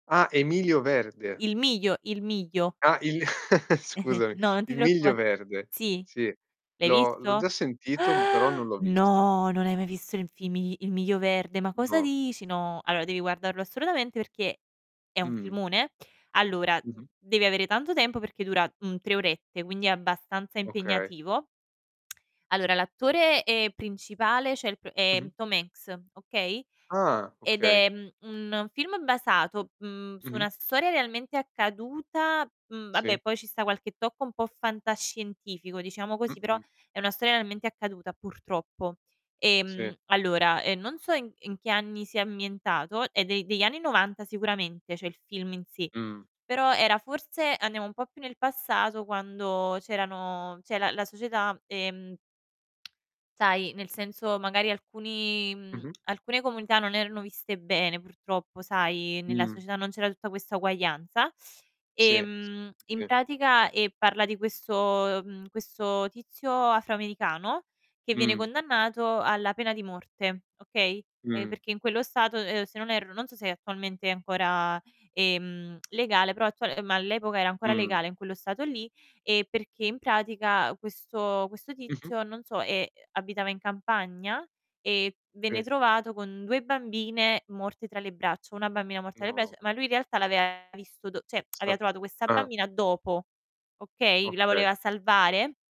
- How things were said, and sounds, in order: distorted speech; chuckle; gasp; surprised: "No!"; lip smack; "cioè" said as "ceh"; "vabbè" said as "babbè"; tapping; "ambientato" said as "ammientato"; "cioè" said as "ceh"; "cioè" said as "ceh"; lip smack; teeth sucking; "braccia" said as "bresh"; "cioè" said as "ceh"; lip smack; static
- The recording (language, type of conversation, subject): Italian, unstructured, Qual è il tuo genere di film preferito e perché?